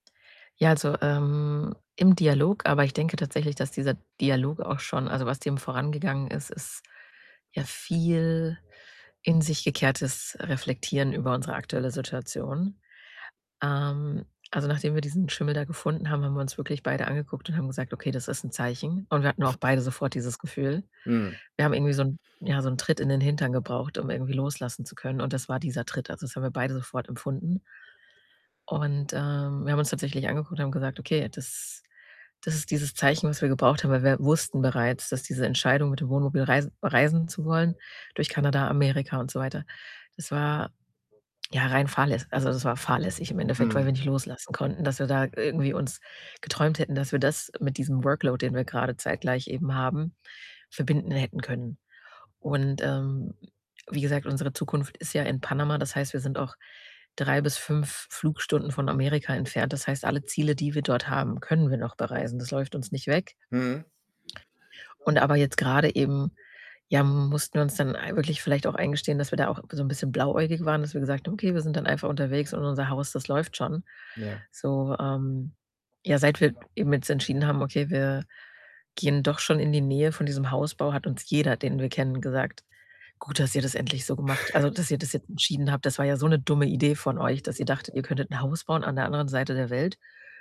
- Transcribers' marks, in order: other background noise; chuckle; background speech; in English: "Workload"; tapping; distorted speech; unintelligible speech
- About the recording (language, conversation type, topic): German, advice, Wie kann ich bei einer großen Entscheidung verschiedene mögliche Lebenswege visualisieren?